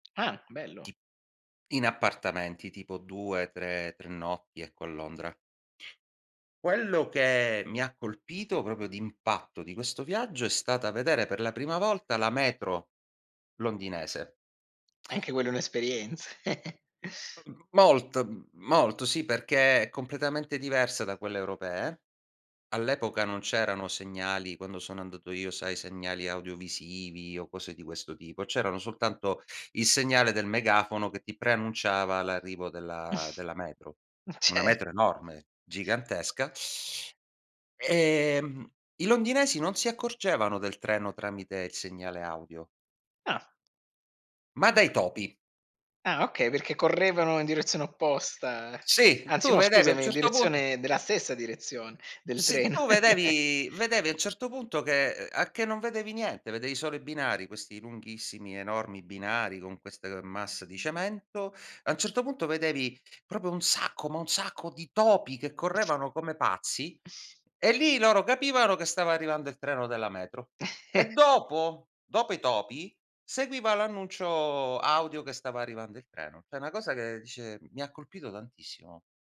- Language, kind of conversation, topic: Italian, podcast, Quale viaggio ti ha cambiato il modo di vedere le cose e che cosa hai imparato?
- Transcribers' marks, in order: "proprio" said as "propio"; tongue click; chuckle; chuckle; inhale; unintelligible speech; chuckle; "proprio" said as "propio"; stressed: "un sacco, ma un sacco di topi"; other noise; chuckle; chuckle